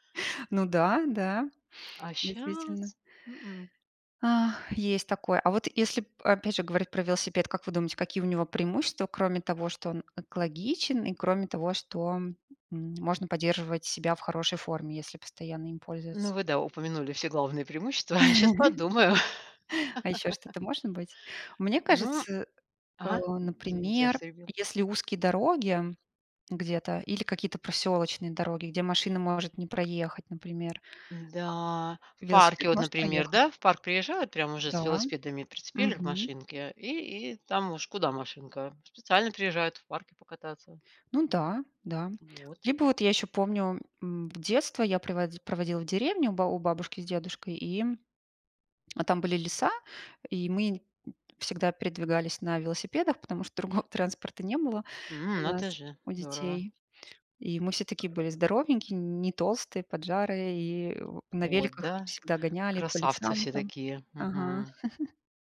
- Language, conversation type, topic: Russian, unstructured, Какой вид транспорта вам удобнее: автомобиль или велосипед?
- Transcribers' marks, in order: chuckle; drawn out: "щас"; chuckle; laugh; other background noise; chuckle